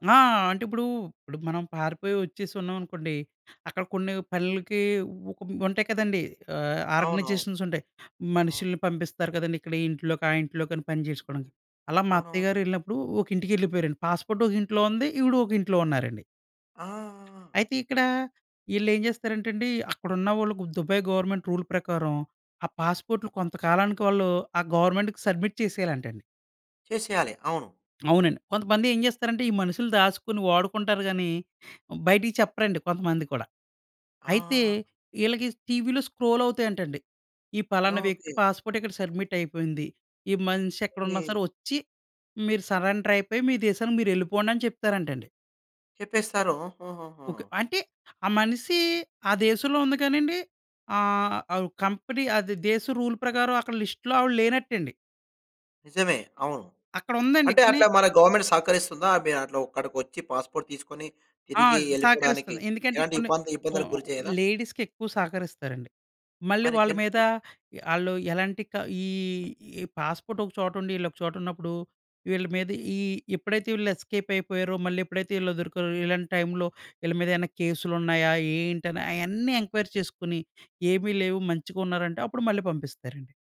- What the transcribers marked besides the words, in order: in English: "ఆర్గనైజేషన్స్"; in English: "పాస్‌పోర్ట్"; in English: "గవర్నమెంట్ రూల్"; in English: "గవర్నమెంట్‌కి సబ్మిట్"; in English: "స్క్రోల్"; in English: "పాస్‌పోర్ట్"; in English: "సబ్మిట్"; in English: "సర్అండర్"; in English: "రూల్"; in English: "లిస్ట్‌లో"; in English: "లేడీస్‌కెక్కువ"; in English: "జెంట్‌కి"; drawn out: "ఈ"; in English: "టైమ్‌లో"; in English: "ఎంక్వైరీ"
- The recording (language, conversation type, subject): Telugu, podcast, పాస్‌పోర్టు లేదా ఫోన్ కోల్పోవడం వల్ల మీ ప్రయాణం ఎలా మారింది?